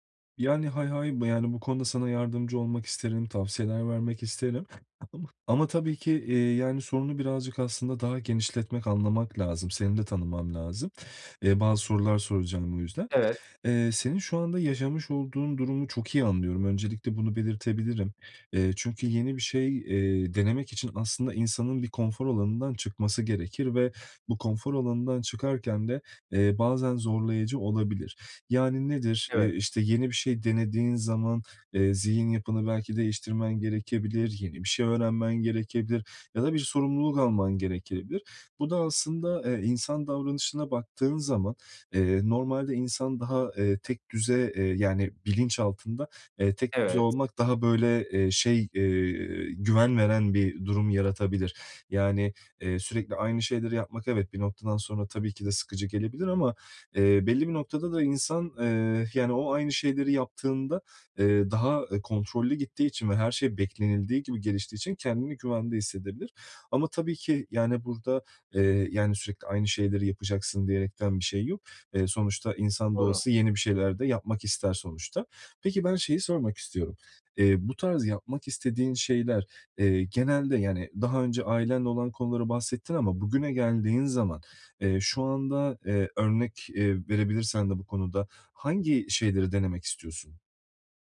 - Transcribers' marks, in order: other background noise
- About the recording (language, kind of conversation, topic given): Turkish, advice, Yeni şeyler denemekten neden korkuyor veya çekingen hissediyorum?
- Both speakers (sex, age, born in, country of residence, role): male, 25-29, Turkey, Bulgaria, user; male, 30-34, Turkey, Portugal, advisor